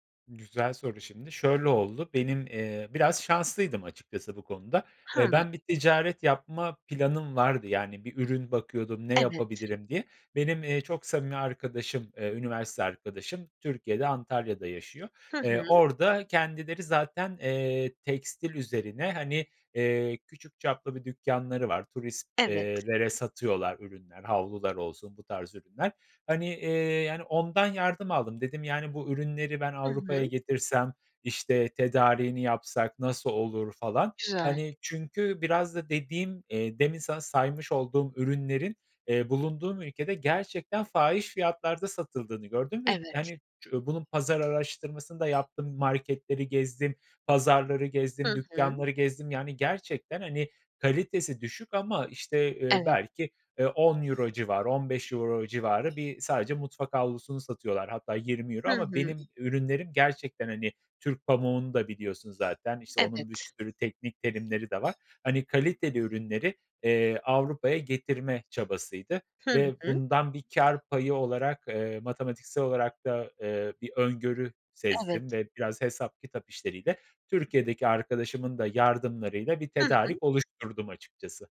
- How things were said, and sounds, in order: tapping; other background noise
- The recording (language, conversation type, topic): Turkish, podcast, Kendi işini kurmayı hiç düşündün mü? Neden?
- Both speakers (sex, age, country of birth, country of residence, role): female, 25-29, Turkey, Poland, host; male, 35-39, Turkey, Poland, guest